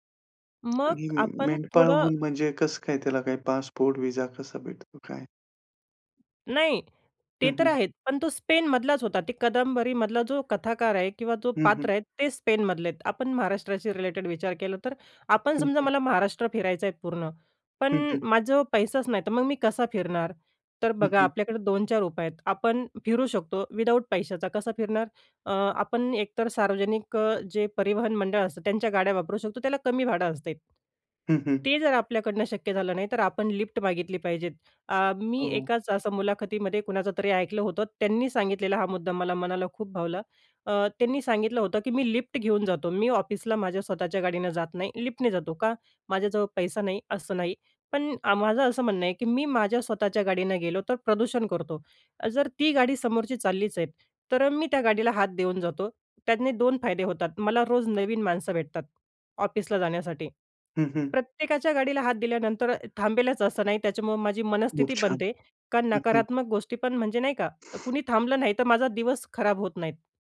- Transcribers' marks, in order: other background noise; in English: "रिलेटेड"; tapping; in English: "लिफ्ट"; in English: "लिफ्ट"; in English: "लिफ्टने"
- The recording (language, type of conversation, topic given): Marathi, podcast, तुमचा आदर्श सुट्टीचा दिवस कसा असतो?